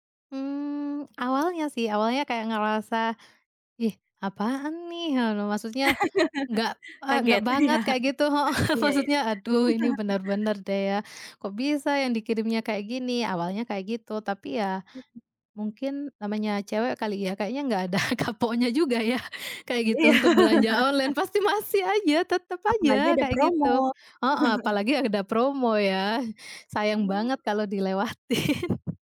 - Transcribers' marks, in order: laugh; laughing while speaking: "heeh"; laughing while speaking: "iya"; chuckle; laughing while speaking: "enggak ada kapoknya juga ya"; laugh; laugh; unintelligible speech; laughing while speaking: "dilewatin"; laugh
- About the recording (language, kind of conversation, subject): Indonesian, podcast, Apa saja yang perlu dipertimbangkan sebelum berbelanja daring?